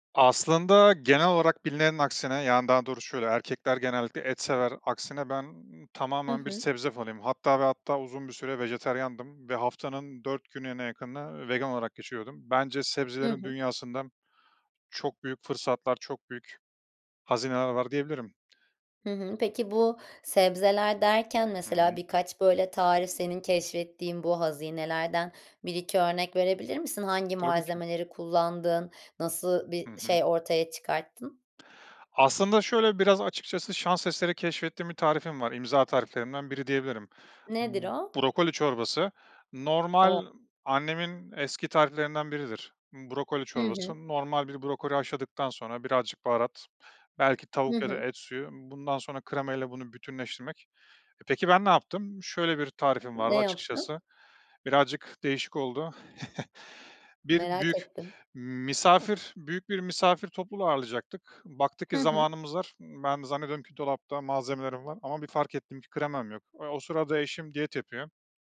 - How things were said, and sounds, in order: other background noise; chuckle
- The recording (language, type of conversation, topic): Turkish, podcast, Hobini günlük rutinine nasıl sığdırıyorsun?